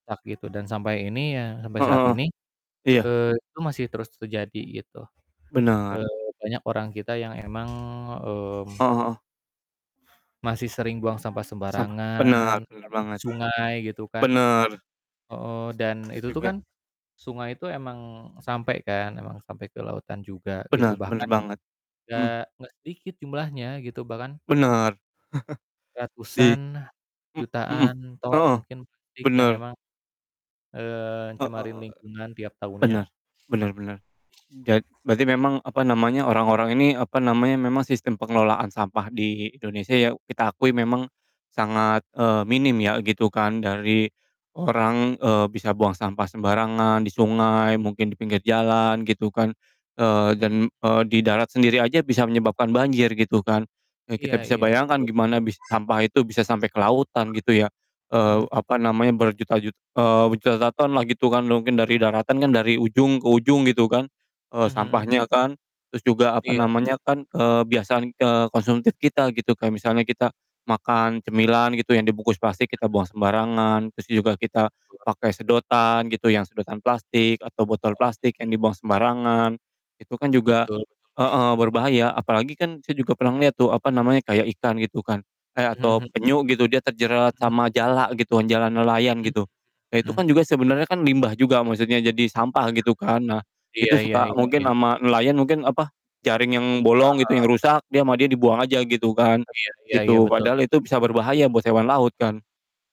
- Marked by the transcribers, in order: other background noise; tapping; background speech; distorted speech; chuckle; unintelligible speech
- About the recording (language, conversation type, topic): Indonesian, unstructured, Apa pendapatmu tentang sampah plastik di laut saat ini?